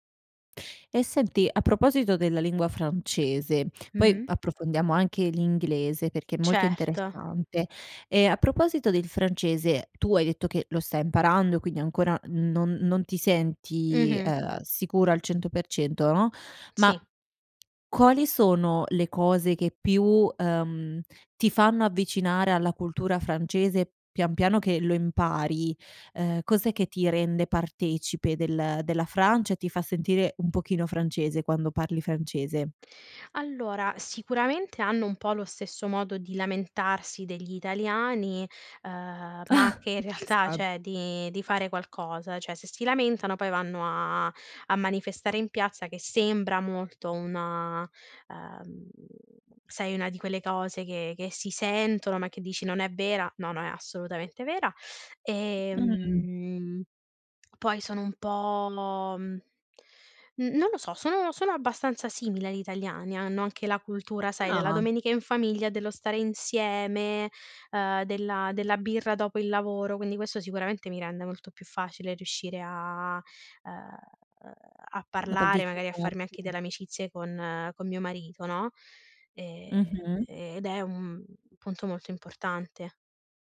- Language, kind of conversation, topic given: Italian, podcast, Che ruolo ha la lingua nella tua identità?
- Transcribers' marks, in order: tapping; other background noise; "quali" said as "qoli"; laughing while speaking: "Ah!"; laughing while speaking: "realtà"; "cioè" said as "ceh"; "cioè" said as "ceh"; drawn out: "Ehm"